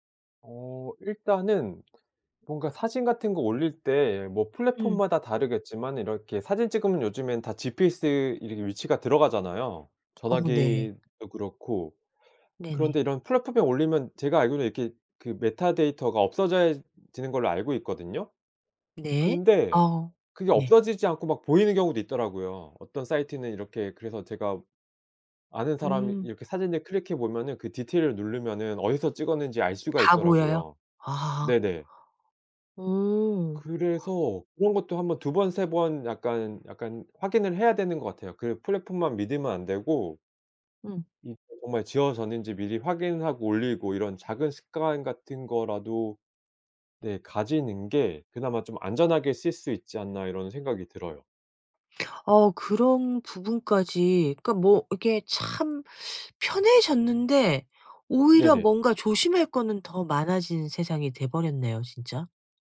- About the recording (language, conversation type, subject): Korean, podcast, 개인정보는 어느 정도까지 공개하는 것이 적당하다고 생각하시나요?
- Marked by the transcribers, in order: tapping